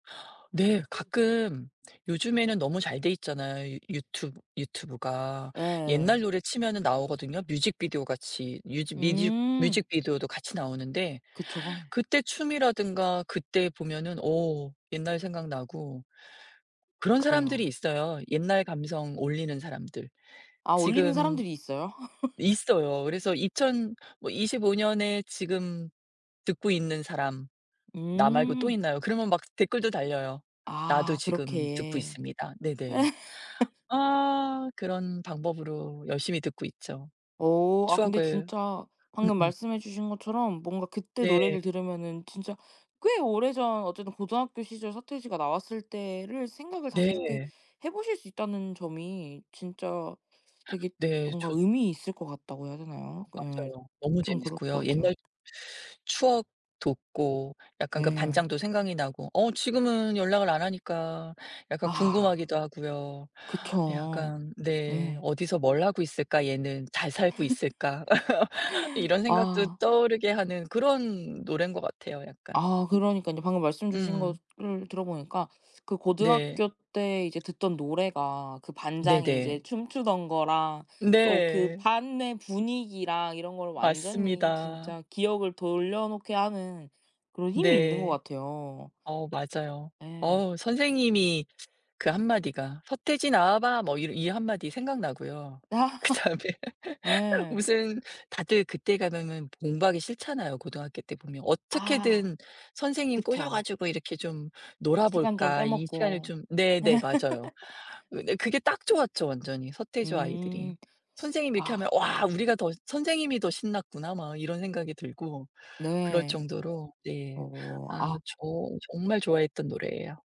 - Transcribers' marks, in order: laugh; other background noise; laugh; gasp; laugh; laughing while speaking: "그다음에"; laugh; laugh
- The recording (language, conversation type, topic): Korean, podcast, 고등학교 시절에 늘 듣던 대표적인 노래는 무엇이었나요?